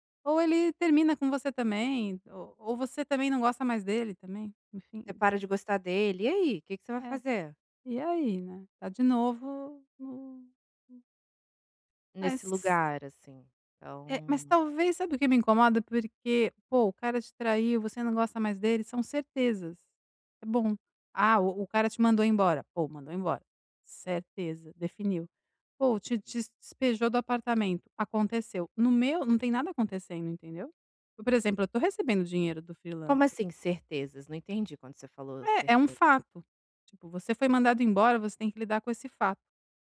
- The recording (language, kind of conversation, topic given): Portuguese, advice, Como posso lidar melhor com a incerteza no dia a dia?
- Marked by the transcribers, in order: tapping